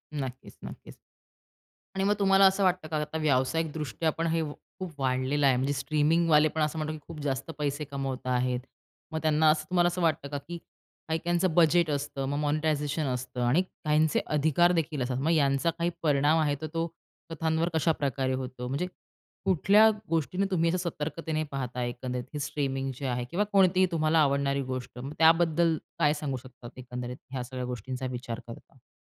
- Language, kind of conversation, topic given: Marathi, podcast, स्ट्रीमिंगमुळे कथा सांगण्याची पद्धत कशी बदलली आहे?
- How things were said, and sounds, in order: tapping; other background noise